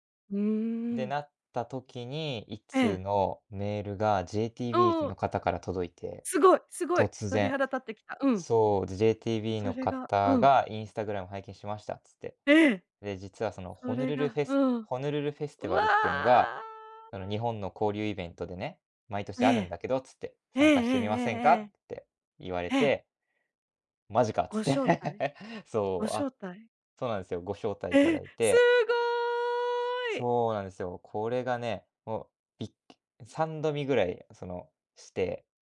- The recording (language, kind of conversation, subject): Japanese, podcast, ふと思いついて行動したことで、物事が良い方向に進んだ経験はありますか？
- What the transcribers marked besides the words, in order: drawn out: "うわ！"; laugh; drawn out: "すごい！"; other background noise